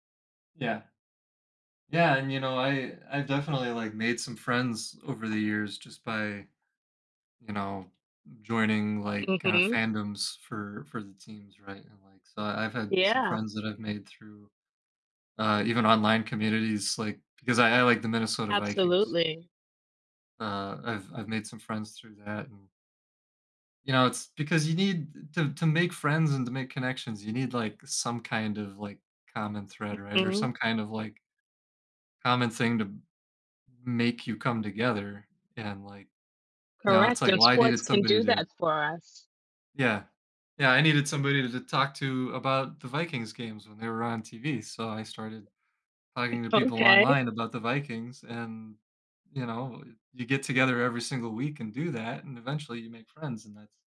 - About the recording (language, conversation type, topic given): English, unstructured, How does being active in sports compare to being a fan when it comes to enjoyment and personal growth?
- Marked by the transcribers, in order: other background noise